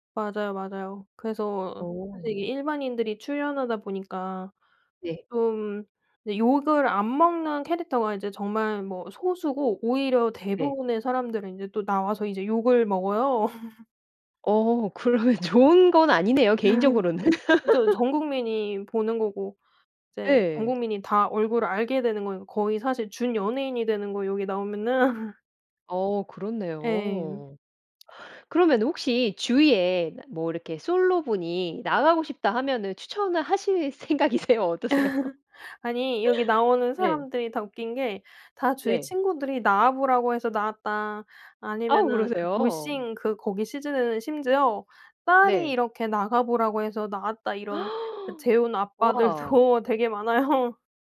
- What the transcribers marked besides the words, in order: laugh; laughing while speaking: "그러면"; tapping; laugh; laugh; laughing while speaking: "생각이세요, 어떠세요?"; laugh; gasp; laughing while speaking: "아빠들도 되게 많아요"
- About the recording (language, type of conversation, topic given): Korean, podcast, 누군가에게 추천하고 싶은 도피용 콘텐츠는?